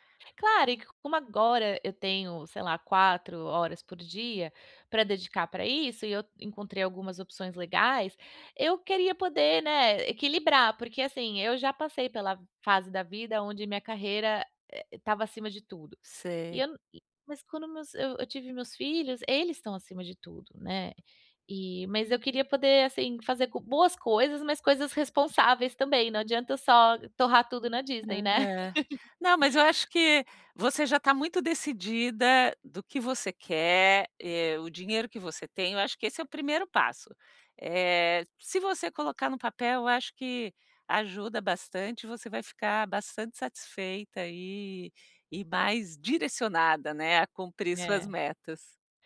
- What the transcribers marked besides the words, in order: other background noise; chuckle
- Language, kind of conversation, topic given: Portuguese, advice, Como posso equilibrar meu tempo, meu dinheiro e meu bem-estar sem sacrificar meu futuro?